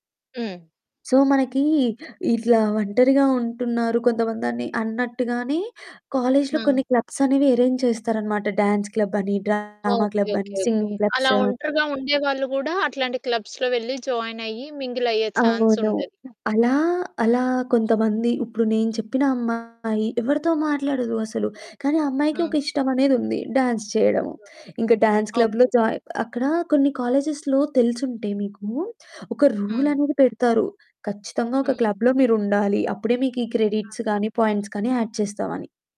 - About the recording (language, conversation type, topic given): Telugu, podcast, కొత్త చోటికి వెళ్లినప్పుడు మీరు కొత్త పరిచయాలు ఎలా పెంచుకున్నారు?
- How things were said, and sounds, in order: in English: "సో"; other background noise; in English: "క్లబ్స్"; in English: "అరేంజ్"; in English: "డాన్స్ క్లబ్"; in English: "డ్రామా క్లబ్"; distorted speech; static; in English: "సింగింగ్ క్లబ్స్"; in English: "క్లబ్స్‌లో"; in English: "జాయిన్"; in English: "మింగిల్"; in English: "ఛాన్స్"; in English: "డ్యాన్స్"; in English: "డ్యాన్స్ క్లబ్‌లో జాయిన్"; in English: "కాలేజెస్‌లో"; in English: "రూల్"; in English: "క్లబ్‌లో"; in English: "క్రెడిట్స్"; in English: "పాయింట్స్"; in English: "యాడ్"